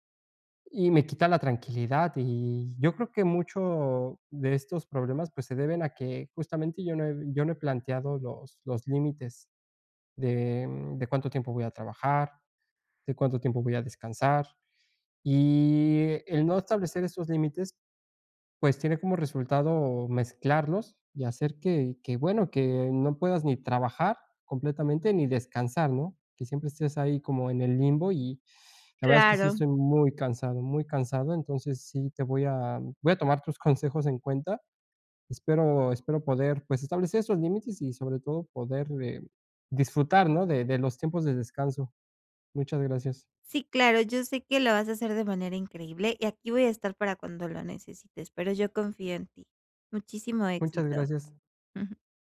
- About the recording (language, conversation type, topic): Spanish, advice, ¿Cómo puedo equilibrar mejor mi trabajo y mi descanso diario?
- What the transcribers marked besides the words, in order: inhale; other background noise; chuckle